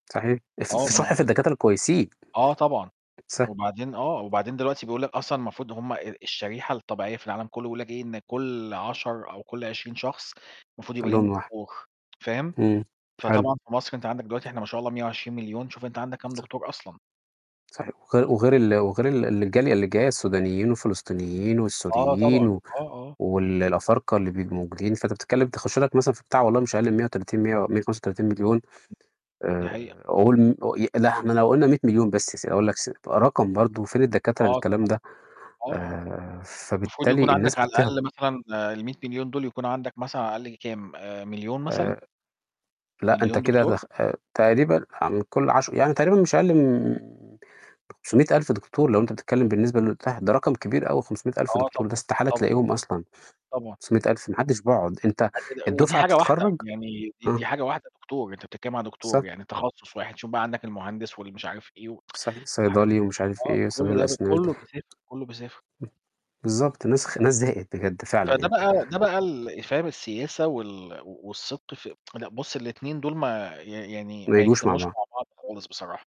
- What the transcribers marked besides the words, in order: static; tsk; other noise; tapping; other background noise; tsk; unintelligible speech; tsk
- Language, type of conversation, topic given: Arabic, unstructured, هل إنت شايف إن الصدق دايمًا أحسن سياسة؟